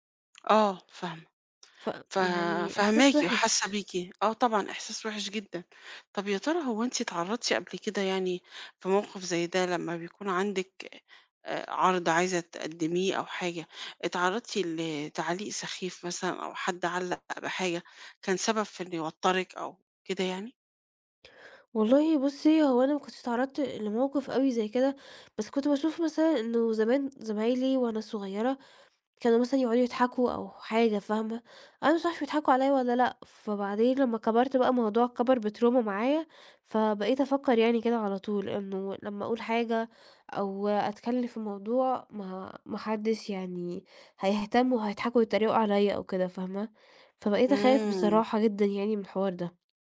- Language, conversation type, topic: Arabic, advice, إزاي أتغلب على خوفي من الكلام قدّام الناس في الشغل أو في الاجتماعات؟
- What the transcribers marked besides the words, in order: tapping; in English: "بtrauma"